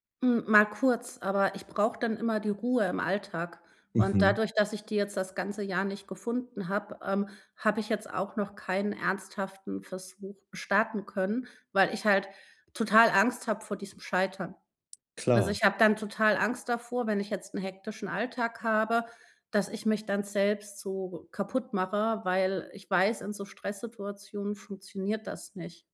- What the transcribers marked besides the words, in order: other background noise
- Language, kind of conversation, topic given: German, advice, Wie kann ich mit starken Gelüsten umgehen, wenn ich gestresst bin?